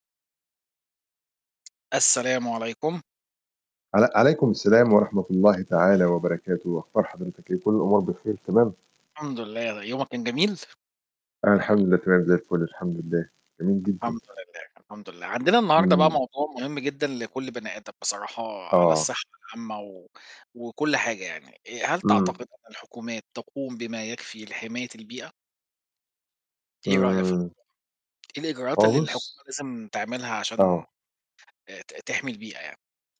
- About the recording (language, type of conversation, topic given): Arabic, unstructured, إنت شايف إن الحكومات بتعمل كفاية علشان تحمي البيئة؟
- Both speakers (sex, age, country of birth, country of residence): male, 40-44, Egypt, Portugal; male, 40-44, Egypt, Portugal
- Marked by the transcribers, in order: tapping; static; distorted speech; unintelligible speech